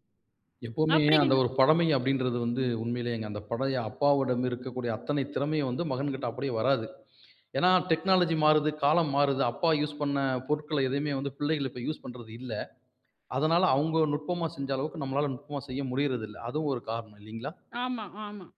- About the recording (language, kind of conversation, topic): Tamil, podcast, நீங்கள் அணியும் நகையைப் பற்றிய ஒரு கதையைச் சொல்ல முடியுமா?
- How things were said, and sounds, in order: in English: "டெக்னாலஜி"; in English: "யூஸ்"